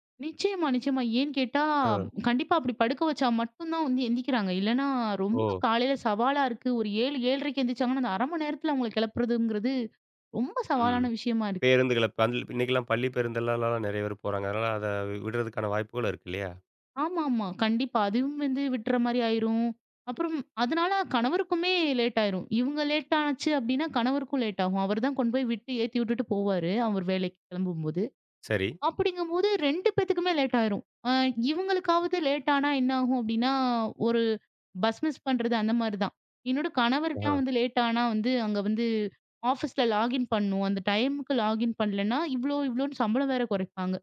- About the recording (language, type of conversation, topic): Tamil, podcast, உங்கள் வீட்டில் காலை வழக்கம் எப்படி இருக்கிறது?
- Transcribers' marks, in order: none